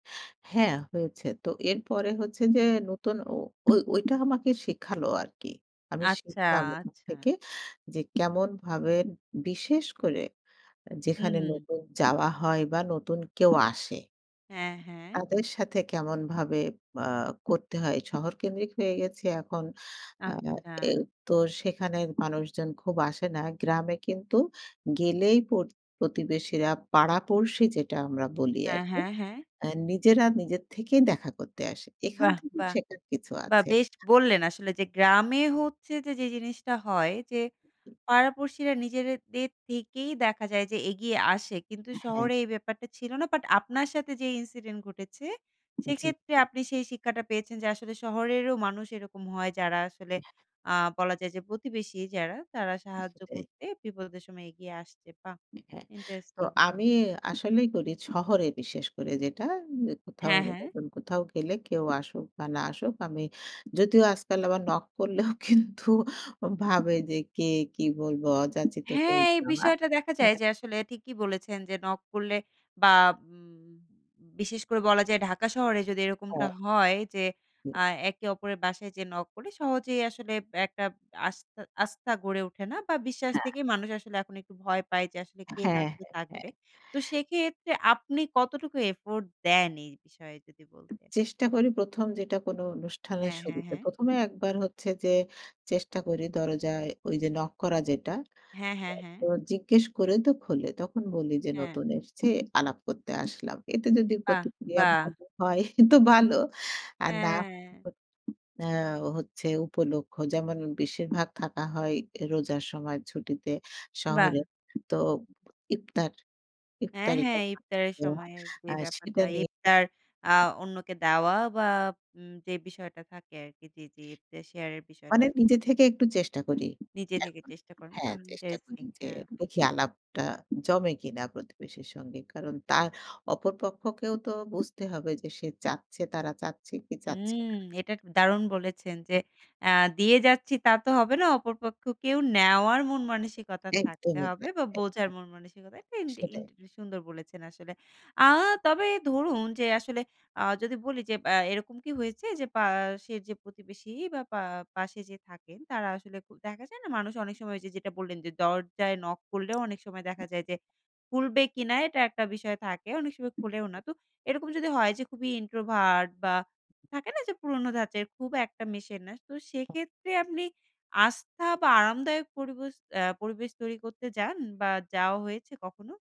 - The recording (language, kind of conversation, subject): Bengali, podcast, প্রতিবেশীর সঙ্গে আস্থা গড়তে প্রথম কথোপকথন কীভাবে শুরু করবেন?
- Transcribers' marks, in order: other background noise; unintelligible speech; laughing while speaking: "কিন্তু"; unintelligible speech; laughing while speaking: "তো ভালো"; unintelligible speech; unintelligible speech